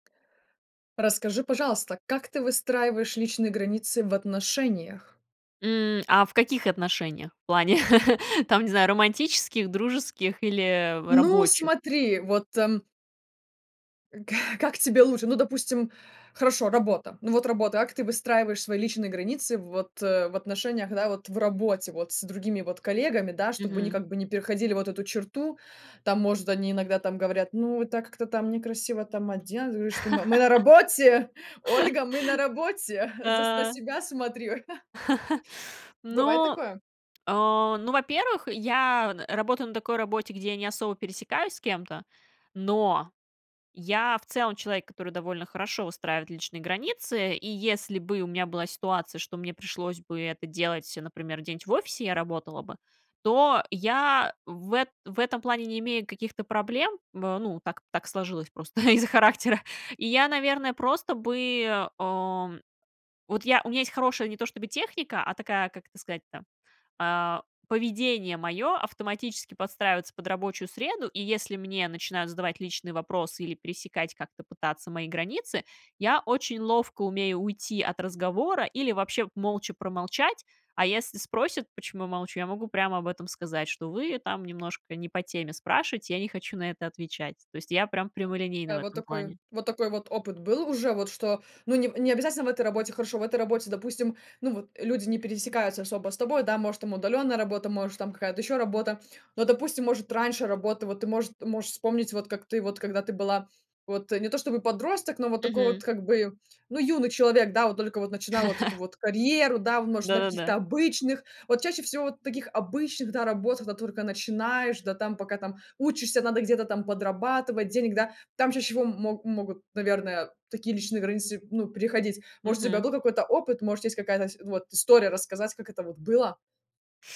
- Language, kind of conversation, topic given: Russian, podcast, Как вы выстраиваете личные границы в отношениях?
- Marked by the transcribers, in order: chuckle; chuckle; laugh; laughing while speaking: "просто из-за характера"; chuckle